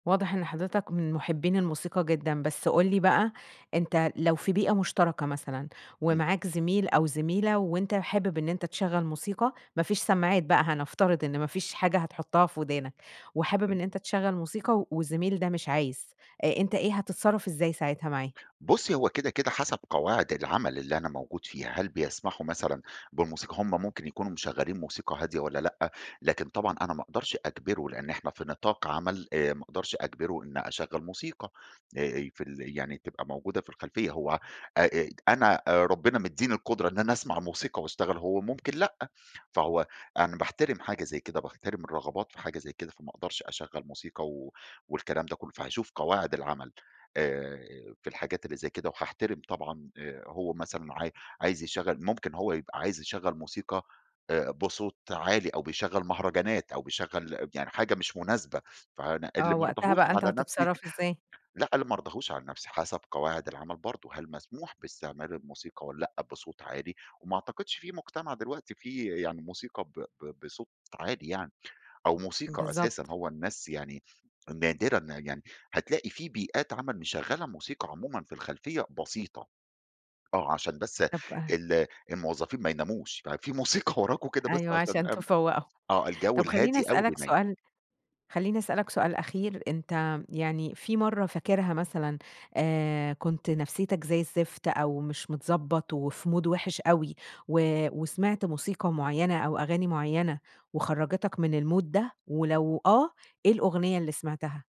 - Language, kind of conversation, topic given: Arabic, podcast, إيه دور الموسيقى أو الصمت في شغلك؟
- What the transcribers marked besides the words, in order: unintelligible speech; in English: "مود"; in English: "المود"